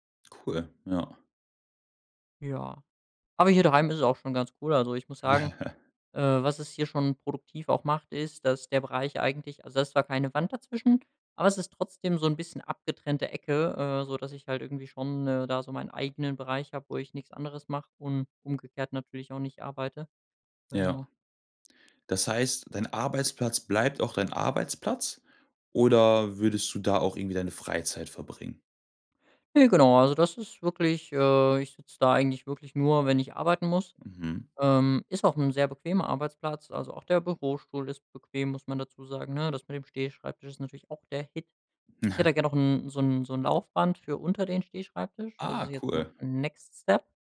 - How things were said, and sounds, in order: other background noise; laugh; chuckle; in English: "next step"
- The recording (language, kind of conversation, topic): German, podcast, Was hilft dir, zu Hause wirklich produktiv zu bleiben?